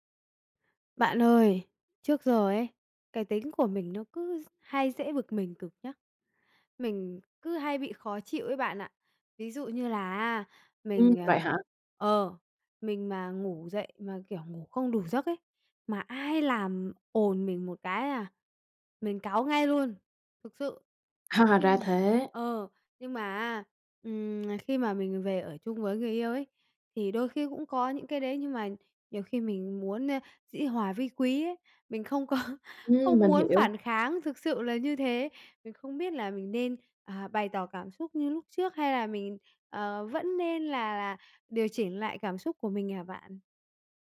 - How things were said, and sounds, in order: other background noise; laughing while speaking: "Ha"; tapping; laughing while speaking: "có"
- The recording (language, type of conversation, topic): Vietnamese, advice, Làm sao xử lý khi bạn cảm thấy bực mình nhưng không muốn phản kháng ngay lúc đó?
- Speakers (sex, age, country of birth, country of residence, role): female, 25-29, Vietnam, Germany, advisor; female, 45-49, Vietnam, Vietnam, user